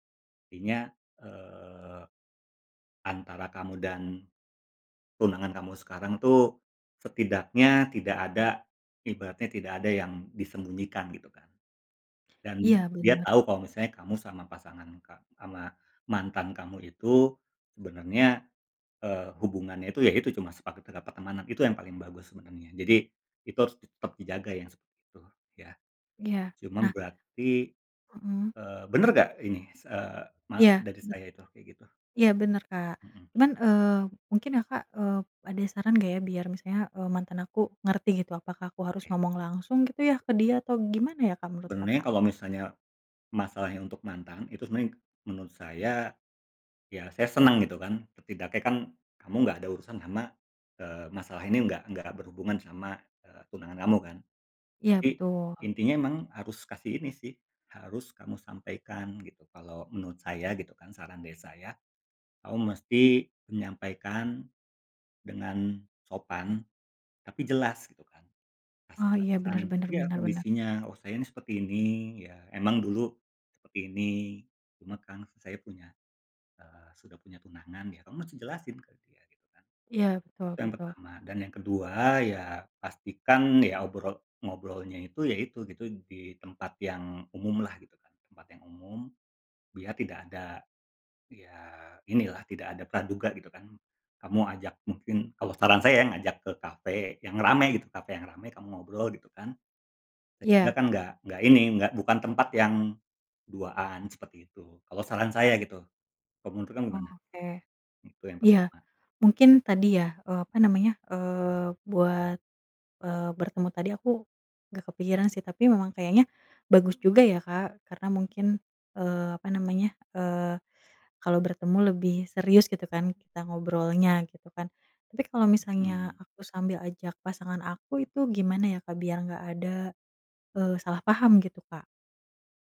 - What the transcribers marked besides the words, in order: "ama" said as "sama"; other background noise
- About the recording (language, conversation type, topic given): Indonesian, advice, Bagaimana cara menetapkan batas dengan mantan yang masih sering menghubungi Anda?